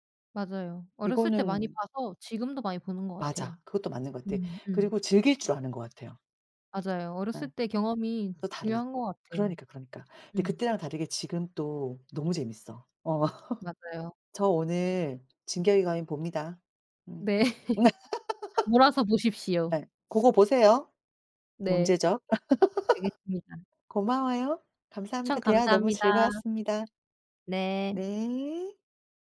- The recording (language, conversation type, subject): Korean, unstructured, 어렸을 때 가장 좋아했던 만화나 애니메이션은 무엇인가요?
- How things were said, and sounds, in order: other background noise; laugh; laughing while speaking: "네"; laugh; laugh